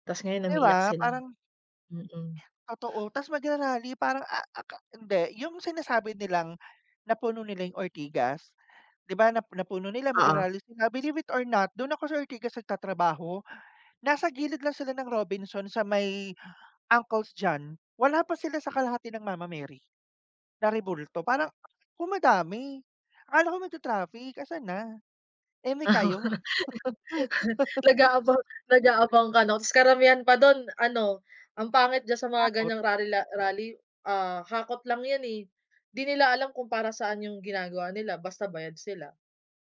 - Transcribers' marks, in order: "Uncle John's" said as "Uncles John"; laugh; chuckle
- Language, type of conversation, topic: Filipino, unstructured, Paano nakaapekto ang halalan sa ating komunidad?